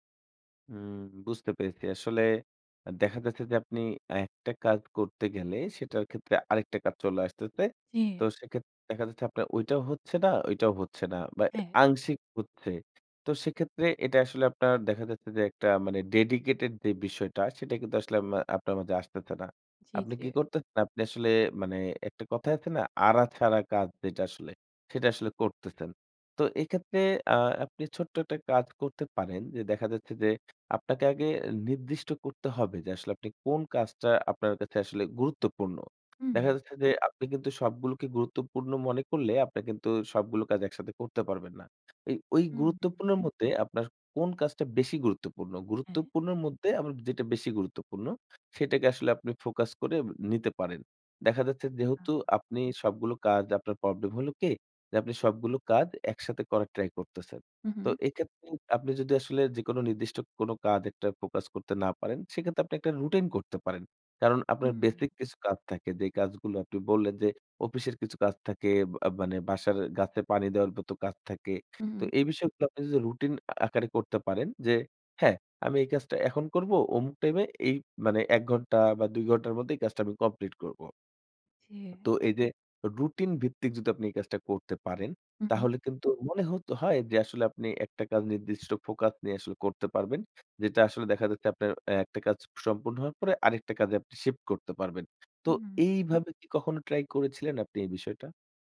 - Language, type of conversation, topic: Bengali, advice, একসঙ্গে অনেক কাজ থাকার কারণে কি আপনার মনোযোগ ছিন্নভিন্ন হয়ে যাচ্ছে?
- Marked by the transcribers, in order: none